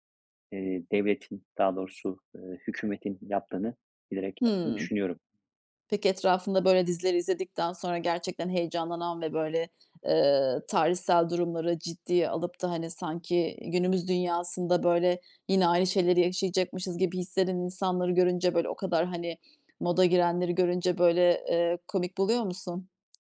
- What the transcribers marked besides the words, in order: none
- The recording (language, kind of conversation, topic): Turkish, podcast, Sence dizi izleme alışkanlıklarımız zaman içinde nasıl değişti?